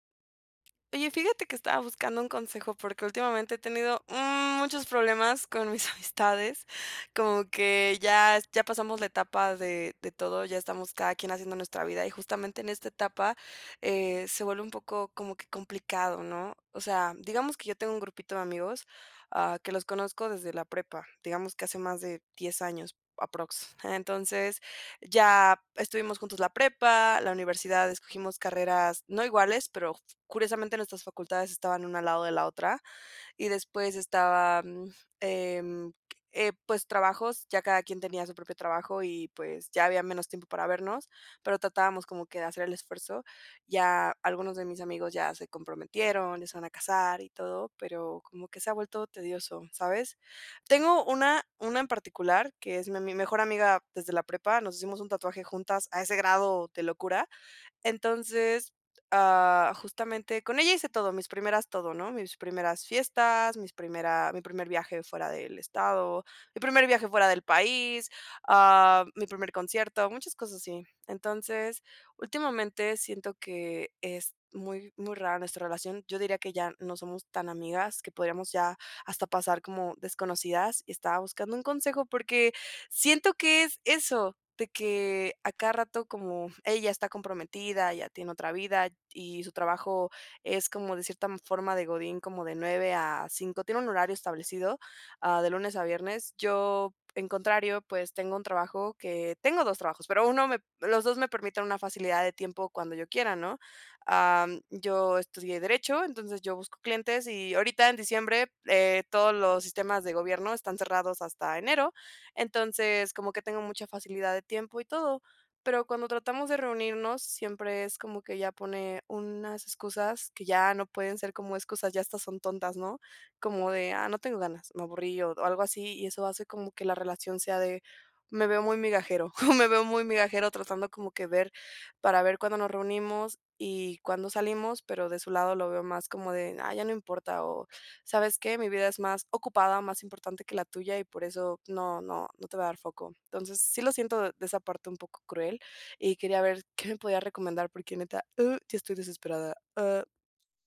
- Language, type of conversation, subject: Spanish, advice, ¿Cómo puedo equilibrar lo que doy y lo que recibo en mis amistades?
- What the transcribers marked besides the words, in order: other background noise; laughing while speaking: "con mis amistades"; "aproximadamente" said as "aprox"; chuckle; chuckle